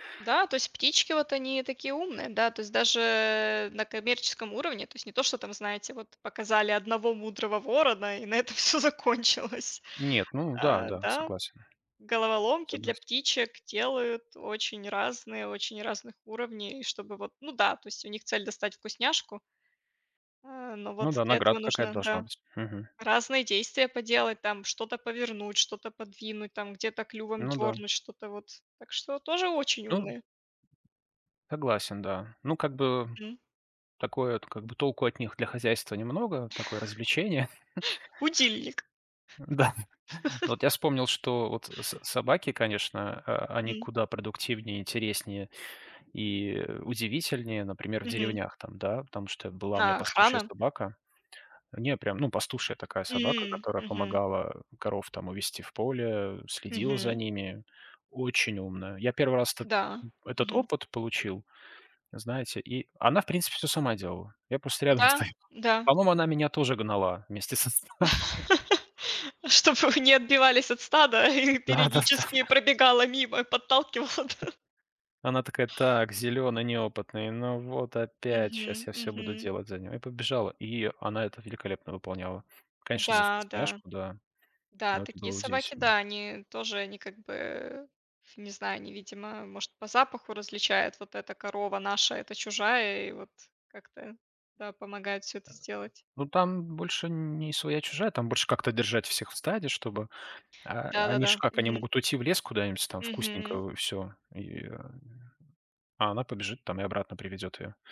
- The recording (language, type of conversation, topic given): Russian, unstructured, Какие животные тебе кажутся самыми умными и почему?
- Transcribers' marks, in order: laughing while speaking: "и на этом всё закончилось"; chuckle; gasp; chuckle; laughing while speaking: "стою"; laughing while speaking: "стадом"; laugh; laughing while speaking: "Чтобы"; laughing while speaking: "и"; other background noise; laughing while speaking: "Да да да да"; laughing while speaking: "подталкивала"; tapping